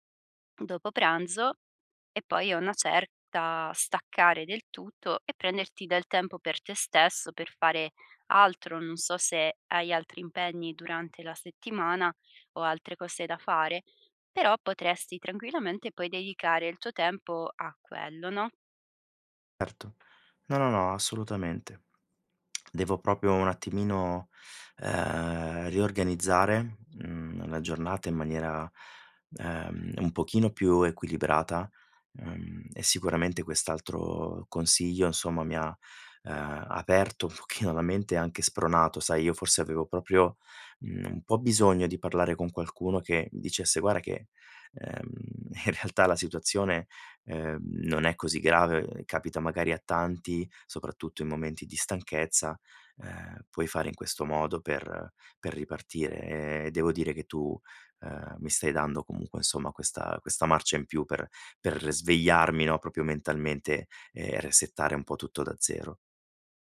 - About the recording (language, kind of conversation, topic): Italian, advice, Perché faccio fatica a mantenere una routine mattutina?
- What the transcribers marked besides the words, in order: other background noise; lip smack; "proprio" said as "propio"; laughing while speaking: "un pochino"; laughing while speaking: "in realtà"; in English: "resettare"